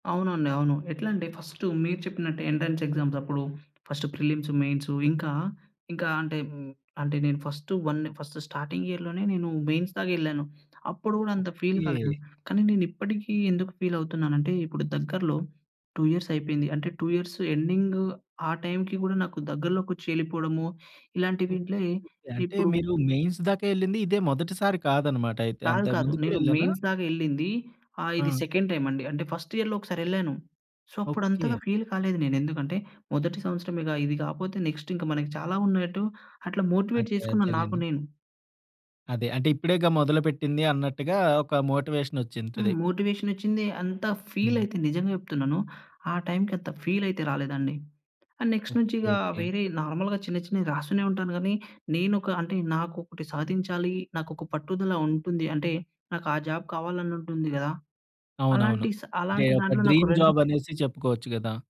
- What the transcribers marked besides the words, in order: in English: "ఫస్ట్"; in English: "ఎంట్రన్స్ ఎగ్జామ్స్"; in English: "ఫస్ట్ ప్రిలిమ్స్, మెయిన్స్"; in English: "ఫస్ట్ స్టార్టింగ్ ఇయర్‌లోనే"; in English: "మెయిన్స్"; in English: "ఫీల్"; in English: "ఫీల్"; in English: "టూ ఇయర్స్"; in English: "టూ ఇయర్స్ ఎండింగ్"; in English: "మెయిన్స్"; in English: "మెయిన్స్"; in English: "సెకండ్ టైమ్"; in English: "ఫస్ట్ ఇయర్‌లో"; in English: "సో"; in English: "ఫీల్"; in English: "నెక్స్ట్"; in English: "మోటివేట్"; in English: "మోటివేషన్"; in English: "ఫీల్"; in English: "ఫీల్"; in English: "అండ్ నెక్స్ట్"; in English: "నార్మల్‌గా"; in English: "జాబ్"; in English: "డ్రీమ్ జాబ్"
- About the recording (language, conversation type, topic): Telugu, podcast, ఒంటరిగా అనిపించినప్పుడు ముందుగా మీరు ఏం చేస్తారు?